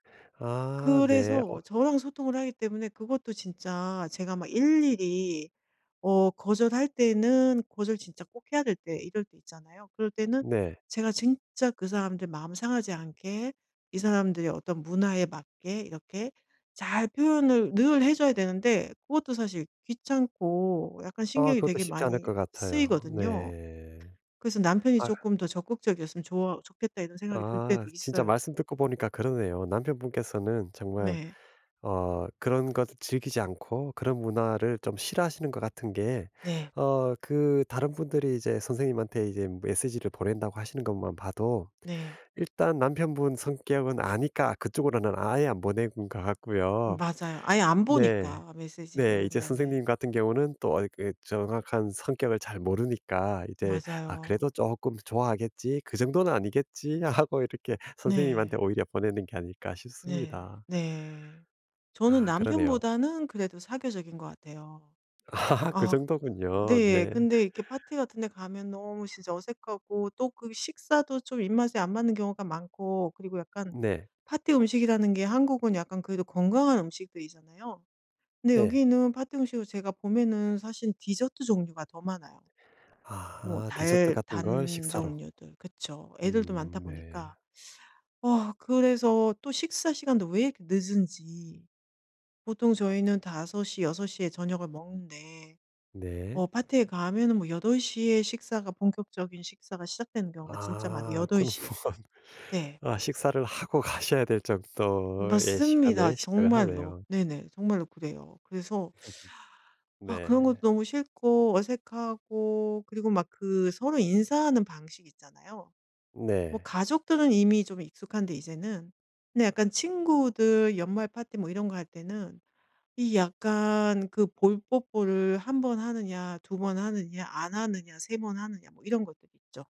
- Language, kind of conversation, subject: Korean, advice, 파티에 가면 어색함을 덜 느끼고 편하게 즐기려면 어떻게 해야 하나요?
- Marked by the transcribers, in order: tapping; laughing while speaking: "하고"; laughing while speaking: "아"; other background noise; teeth sucking; laughing while speaking: "그럼 뭐"; laughing while speaking: "하고 가셔야"; teeth sucking; laugh